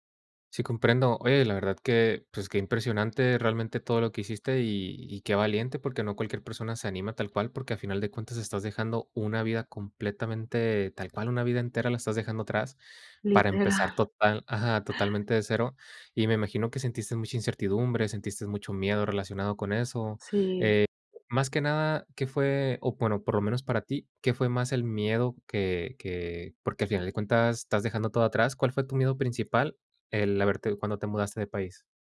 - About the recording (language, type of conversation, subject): Spanish, podcast, ¿Qué consejo práctico darías para empezar de cero?
- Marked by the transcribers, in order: "sentiste" said as "sentistes"